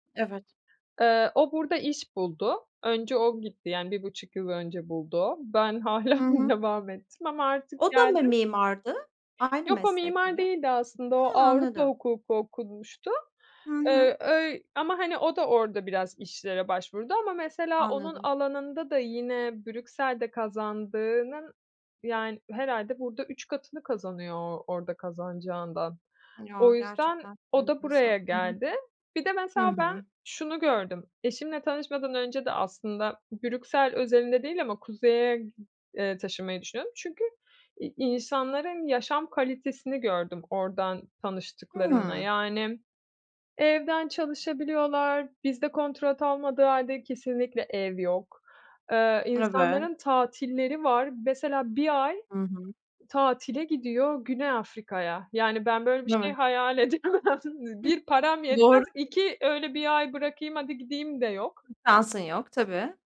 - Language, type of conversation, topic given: Turkish, podcast, Eski işini bırakmadan yeni bir işe başlamak sence doğru mu?
- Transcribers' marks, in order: laughing while speaking: "hâlâ devam ettim"; unintelligible speech; laughing while speaking: "edemem"; chuckle; unintelligible speech; unintelligible speech